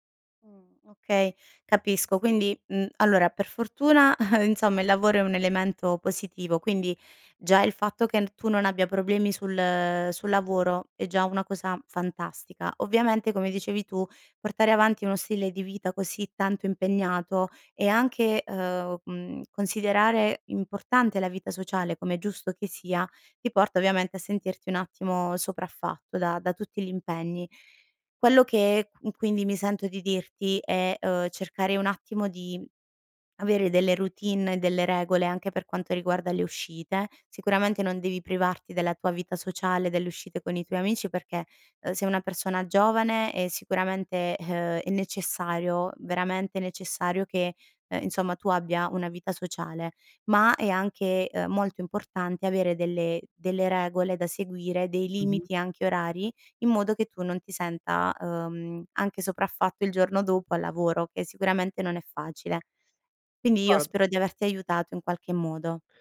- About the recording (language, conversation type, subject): Italian, advice, Come posso riconoscere il burnout e capire quali sono i primi passi per recuperare?
- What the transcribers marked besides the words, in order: chuckle; laughing while speaking: "uhm"